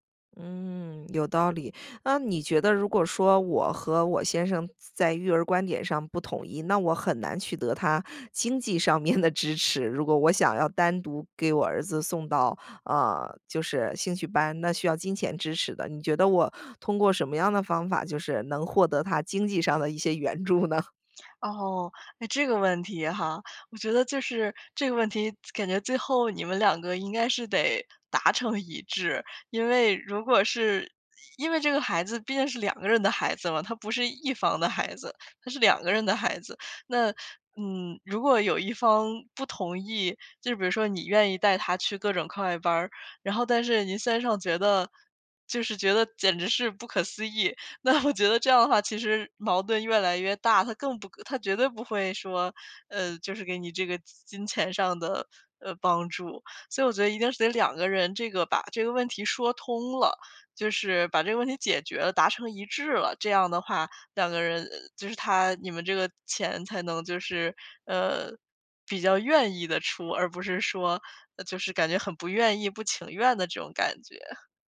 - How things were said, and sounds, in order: laughing while speaking: "面的支持"; laughing while speaking: "一些援助呢？"; laughing while speaking: "那我觉得"
- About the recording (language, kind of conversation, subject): Chinese, advice, 我该如何描述我与配偶在育儿方式上的争执？